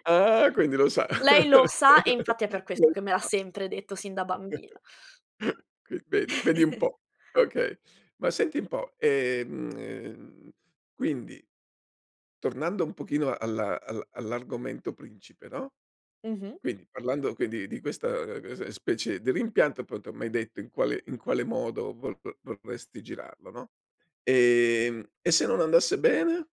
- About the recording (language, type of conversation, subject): Italian, podcast, Come puoi trasformare un rimpianto in un’azione positiva già oggi?
- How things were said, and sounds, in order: chuckle; chuckle